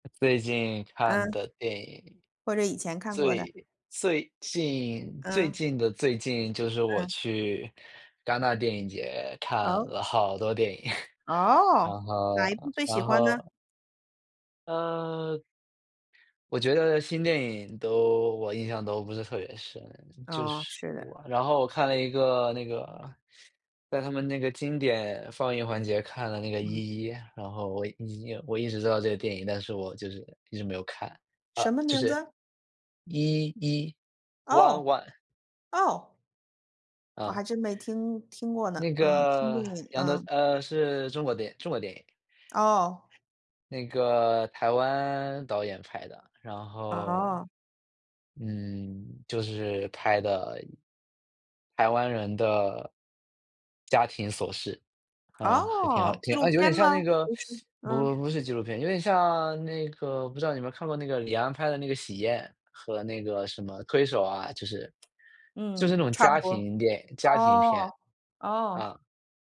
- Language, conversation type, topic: Chinese, unstructured, 你最喜欢哪一部电影？为什么？
- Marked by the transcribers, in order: other background noise; chuckle; stressed: "一一"; in English: "One One"; teeth sucking